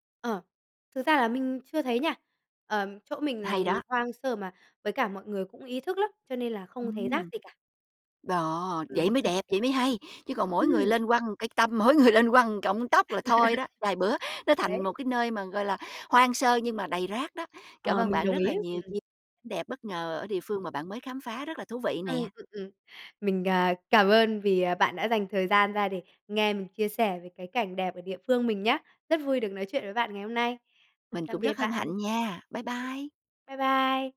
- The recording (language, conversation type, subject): Vietnamese, podcast, Bạn có thể kể về một lần bạn bất ngờ bắt gặp một khung cảnh đẹp ở nơi bạn sống không?
- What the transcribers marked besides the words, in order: tapping; laughing while speaking: "Ừm"; laughing while speaking: "mỗi người"; laugh; other background noise